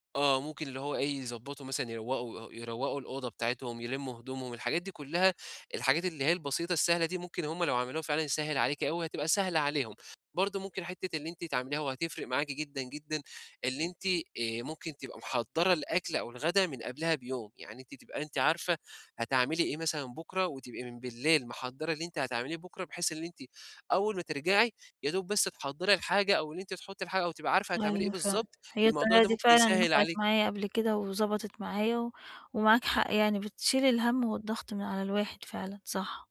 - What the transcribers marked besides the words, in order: other background noise
- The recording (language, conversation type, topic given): Arabic, advice, إزاي بتدير وقتك بين شغلِك وبيتك؟